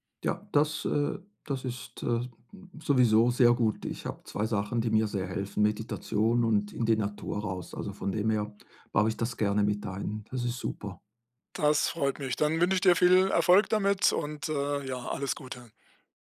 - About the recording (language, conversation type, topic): German, advice, Wie kann ich besser mit der Angst vor dem Versagen und dem Erwartungsdruck umgehen?
- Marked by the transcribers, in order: none